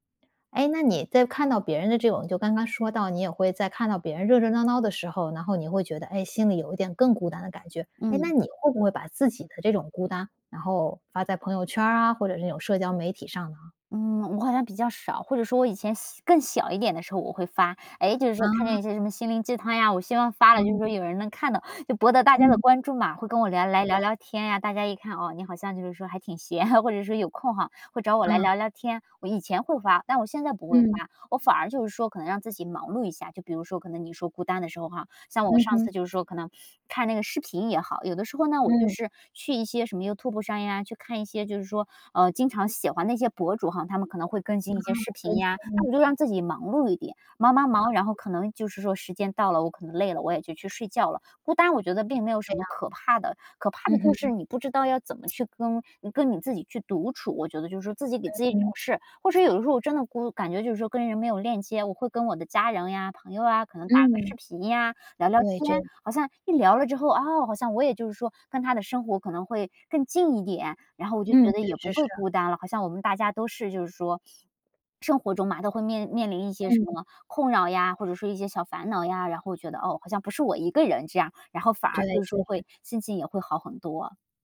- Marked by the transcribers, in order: chuckle; unintelligible speech; other background noise
- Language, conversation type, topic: Chinese, podcast, 社交媒体会让你更孤单，还是让你与他人更亲近？